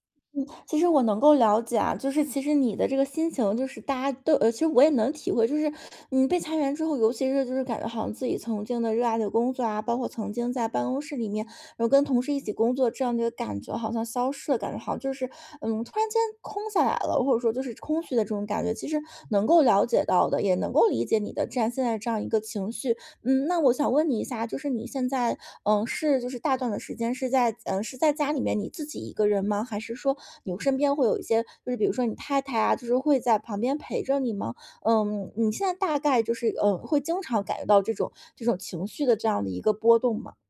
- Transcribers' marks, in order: other background noise
- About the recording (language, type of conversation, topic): Chinese, advice, 当熟悉感逐渐消失时，我该如何慢慢放下并适应？